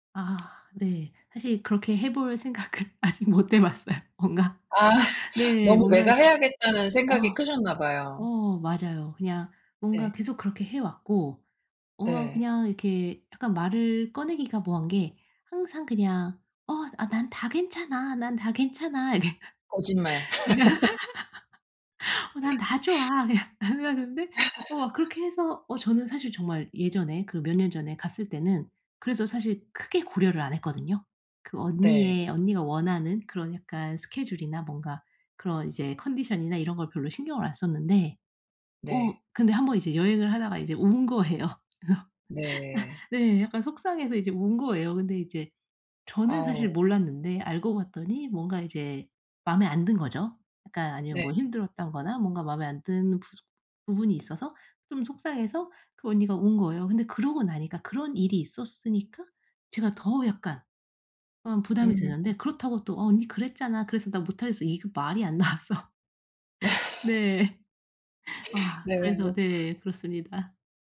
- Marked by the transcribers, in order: tapping; laughing while speaking: "생각은 아직 못 해 봤어요. 뭔가"; put-on voice: "어 난 다 괜찮아. 난 다 괜찮아"; laugh; put-on voice: "어 난 다 좋아"; laugh; laugh; laugh
- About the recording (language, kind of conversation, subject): Korean, advice, 여행 일정이 변경됐을 때 스트레스를 어떻게 줄일 수 있나요?